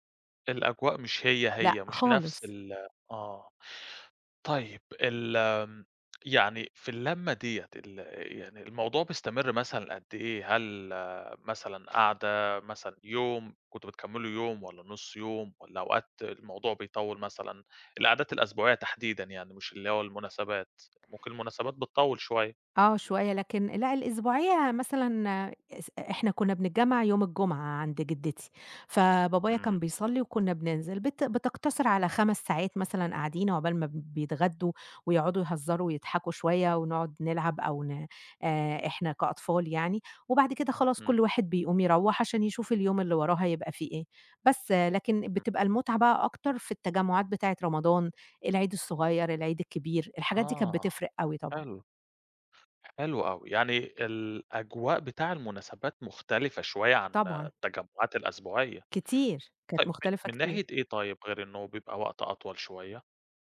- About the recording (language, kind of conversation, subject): Arabic, podcast, إيه طقوس تحضير الأكل مع أهلك؟
- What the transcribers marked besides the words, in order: other background noise